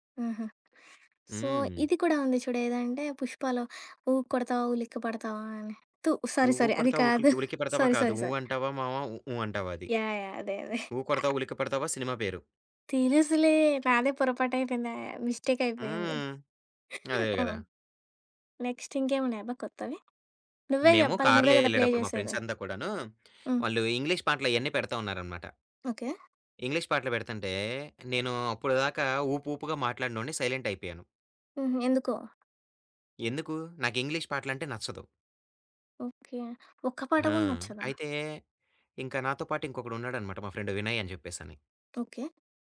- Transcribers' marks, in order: in English: "సో"; in English: "సారీ, సారీ"; chuckle; in English: "సారీ, సారీ, సారీ"; chuckle; in English: "మిస్టేక్"; in English: "నెక్స్ట్"; in English: "ప్లే"; in English: "ఫ్రెండ్స్"; in English: "సైలెంట్"; other background noise; in English: "ఫ్రెండ్"
- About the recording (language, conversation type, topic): Telugu, podcast, పార్టీకి ప్లేలిస్ట్ సిద్ధం చేయాలంటే మొదట మీరు ఎలాంటి పాటలను ఎంచుకుంటారు?